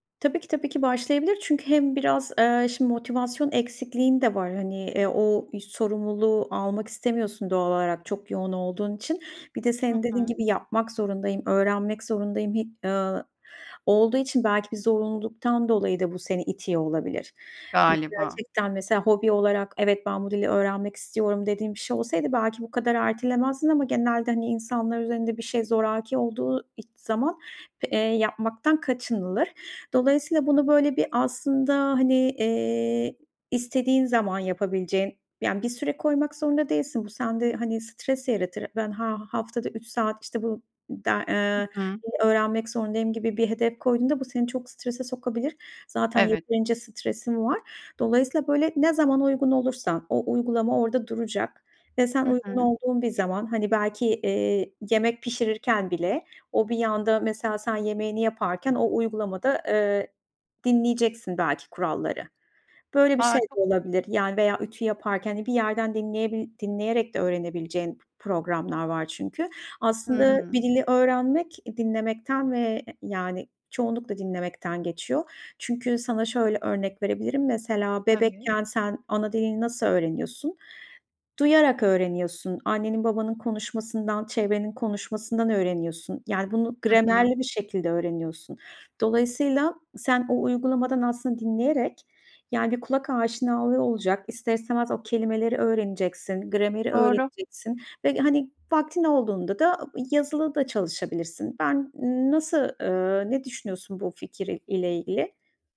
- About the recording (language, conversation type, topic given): Turkish, advice, Yeni bir hedefe başlamak için motivasyonumu nasıl bulabilirim?
- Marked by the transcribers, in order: tapping; other background noise; unintelligible speech